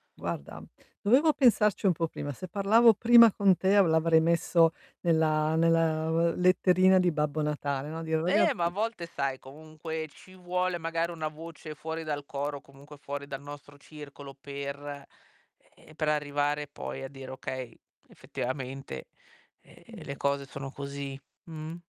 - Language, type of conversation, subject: Italian, advice, Come posso ritagliarmi del tempo libero per coltivare i miei hobby e rilassarmi a casa?
- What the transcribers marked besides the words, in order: distorted speech